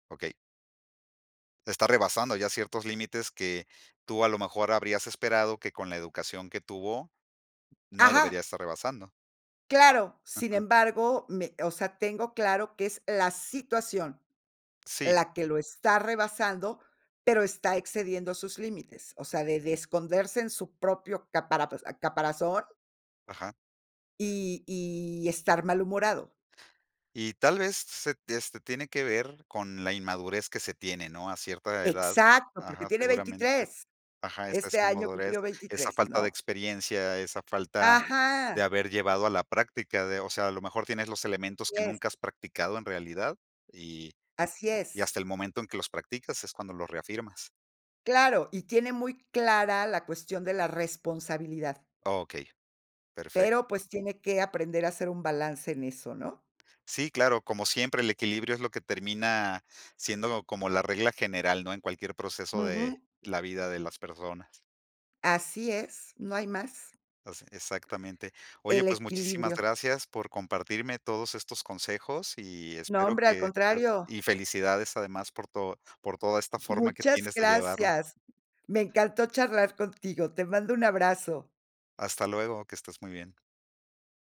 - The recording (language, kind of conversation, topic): Spanish, podcast, ¿Qué consejos darías para mejorar la comunicación familiar?
- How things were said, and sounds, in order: none